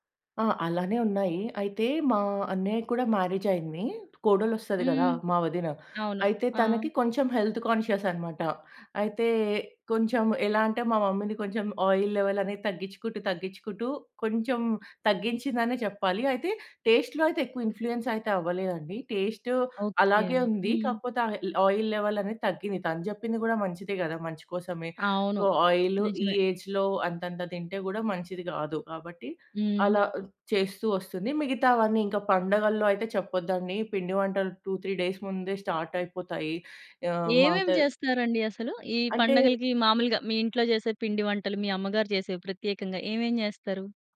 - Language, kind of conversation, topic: Telugu, podcast, అమ్మ వంటల్లో మనసు నిండేలా చేసే వంటకాలు ఏవి?
- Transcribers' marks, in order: in English: "మ్యారేజ్"; in English: "హెల్త్ కాన్షియస్"; in English: "మమ్మీని"; in English: "ఆయిల్ లెవెల్"; in English: "టేస్ట్‌లో"; in English: "ఇన్‌ఫ్లూయెన్స్"; in English: "టేస్ట్"; in English: "ఆయిల్ లెవెల్"; in English: "సో, ఆయిల్"; in English: "ఏజ్‌లో"; in English: "టు త్రీ డేస్"; in English: "స్టార్ట్"